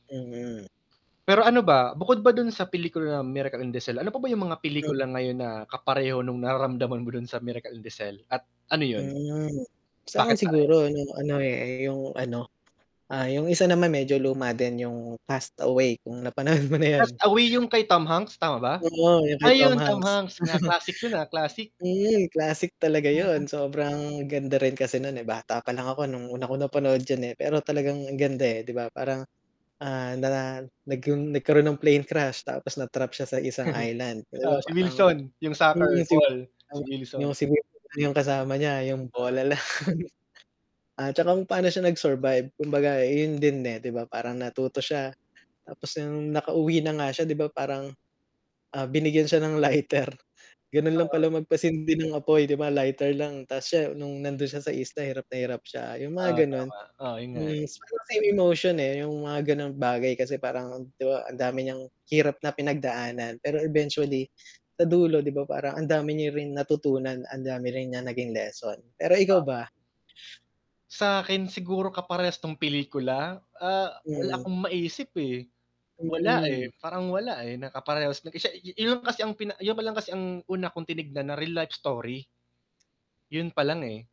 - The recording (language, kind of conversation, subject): Filipino, unstructured, Anong pelikula ang unang nagdulot sa’yo ng matinding emosyon?
- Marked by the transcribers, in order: static; laughing while speaking: "napanood"; chuckle; chuckle; other background noise; unintelligible speech; laughing while speaking: "lang"; laughing while speaking: "lighter"; unintelligible speech